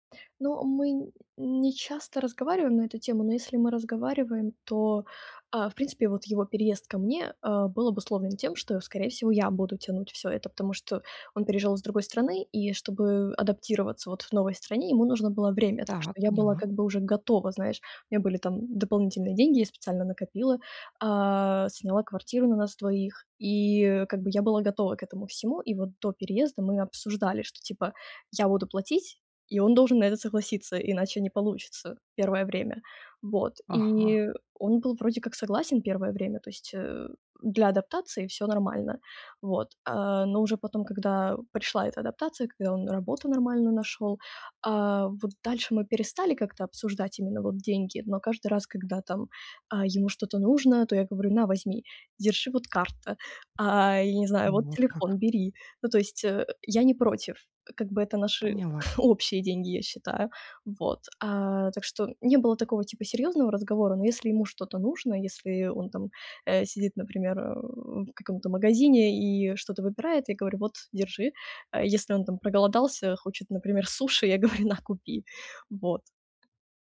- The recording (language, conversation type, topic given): Russian, advice, Как я могу поддержать партнёра в период финансовых трудностей и неопределённости?
- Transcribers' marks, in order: tapping; other background noise; chuckle; laughing while speaking: "На, купи"